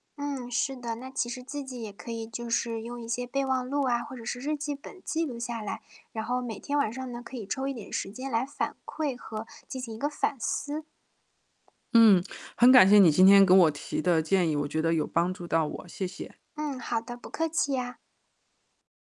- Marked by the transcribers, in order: static; distorted speech
- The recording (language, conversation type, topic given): Chinese, advice, 我该如何用时间块更好地管理日程？